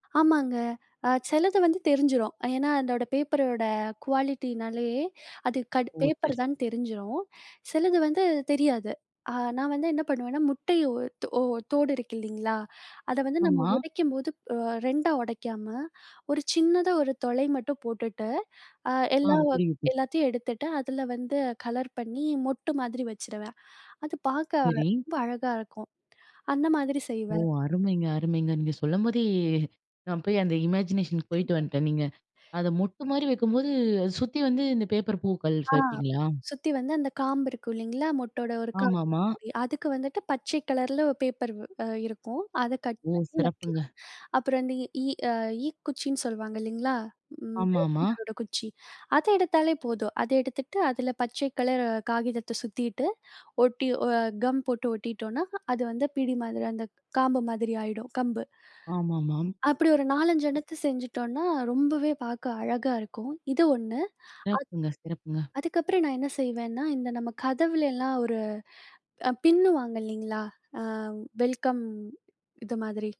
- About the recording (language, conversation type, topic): Tamil, podcast, ஒரு பொழுதுபோக்கிற்கு தினமும் சிறிது நேரம் ஒதுக்குவது எப்படி?
- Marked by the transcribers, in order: in English: "குவாலிட்டினாலே"; "ஓடு" said as "தோடு"; other noise; in English: "இமேஜினேஷனுக்கு"; laugh; unintelligible speech; in English: "கம்"; other background noise; in English: "வெல்கம்"